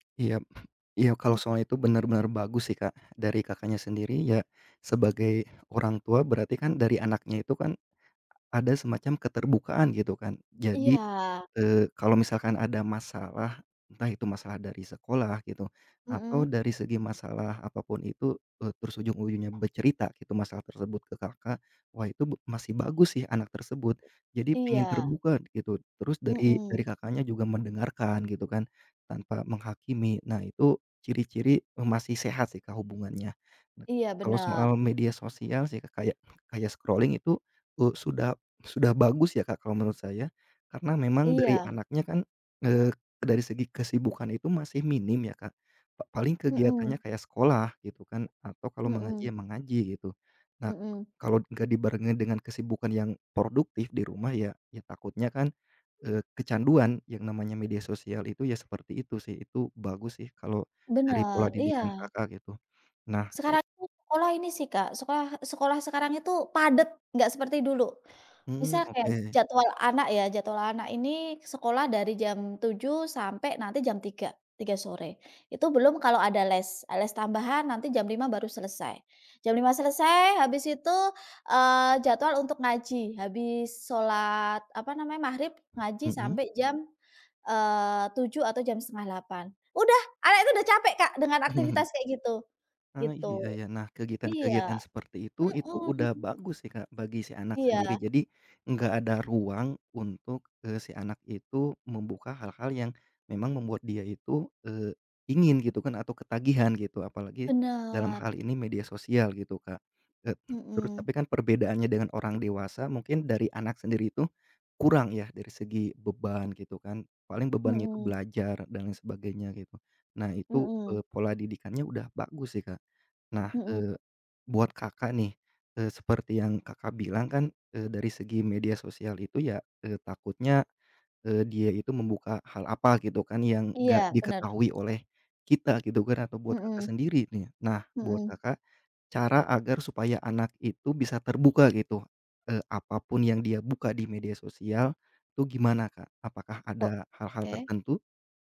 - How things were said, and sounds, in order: other background noise; tapping; in English: "scrolling"; chuckle
- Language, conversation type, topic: Indonesian, podcast, Bagaimana cara mendengarkan remaja tanpa menghakimi?